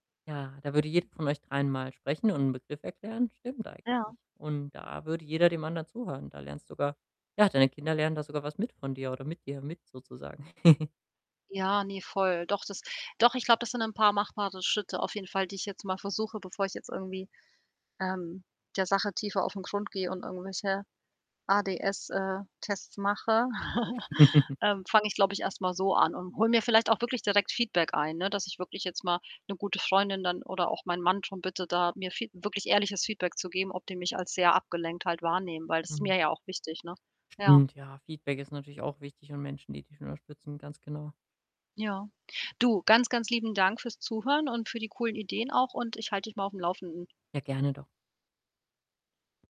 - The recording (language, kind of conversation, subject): German, advice, Wie kann ich in Gesprächen aktiver zuhören und im Moment präsent bleiben?
- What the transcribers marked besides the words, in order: distorted speech; other background noise; giggle; laugh; giggle; static